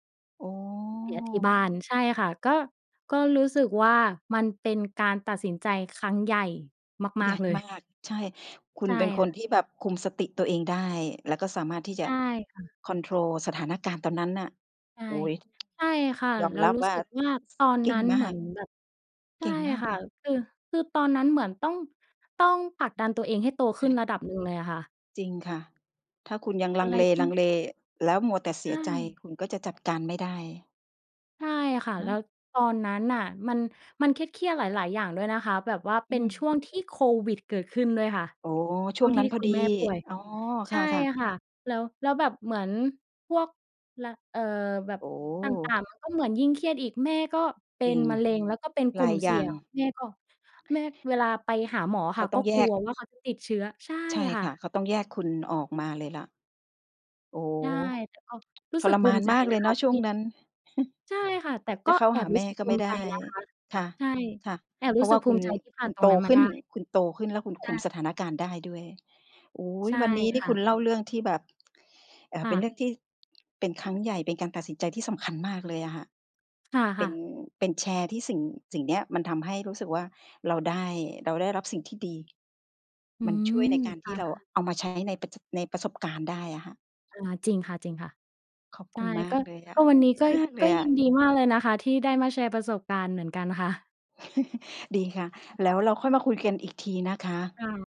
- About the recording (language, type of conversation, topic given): Thai, podcast, คุณช่วยเล่าให้ฟังได้ไหมว่าการตัดสินใจครั้งใหญ่ที่สุดในชีวิตของคุณคืออะไร?
- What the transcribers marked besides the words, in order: drawn out: "โอ้"; other background noise; tsk; chuckle; lip smack; laughing while speaking: "ค่ะ"; laugh